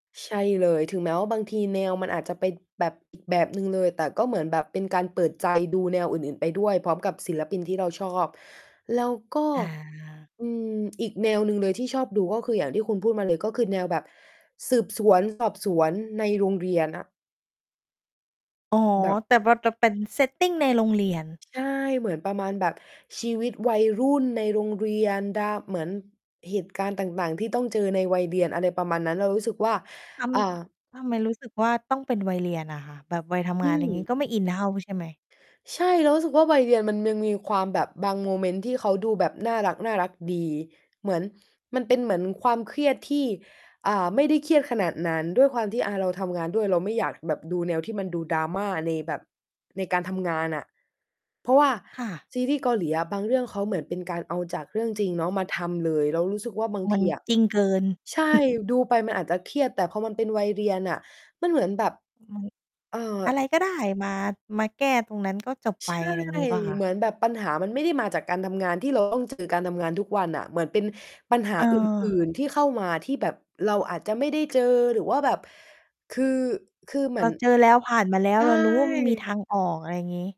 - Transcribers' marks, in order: distorted speech; tapping; mechanical hum; other background noise; chuckle
- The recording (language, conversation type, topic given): Thai, podcast, คุณชอบซีรีส์แนวไหนที่สุด และเพราะอะไร?